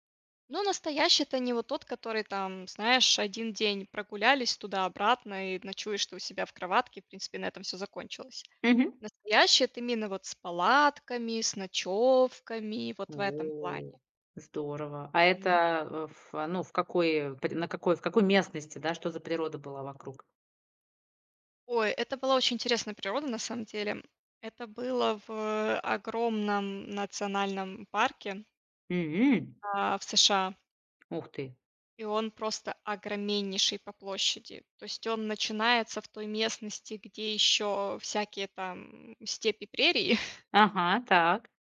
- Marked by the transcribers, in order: tapping; drawn out: "О!"; chuckle
- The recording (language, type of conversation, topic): Russian, podcast, Какой поход на природу был твоим любимым и почему?